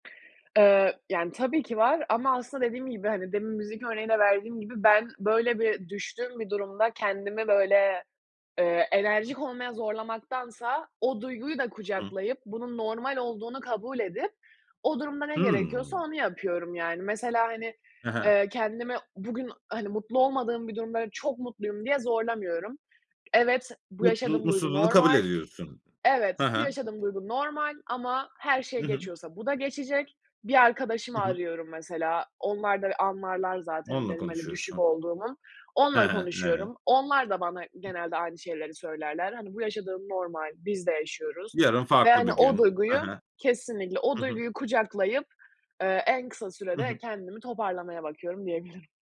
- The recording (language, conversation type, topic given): Turkish, podcast, Motivasyonunu uzun vadede nasıl koruyorsun ve kaybettiğinde ne yapıyorsun?
- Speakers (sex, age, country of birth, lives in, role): female, 18-19, Turkey, Germany, guest; male, 35-39, Turkey, Spain, host
- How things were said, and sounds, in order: tapping; other background noise; laughing while speaking: "diyebilirim"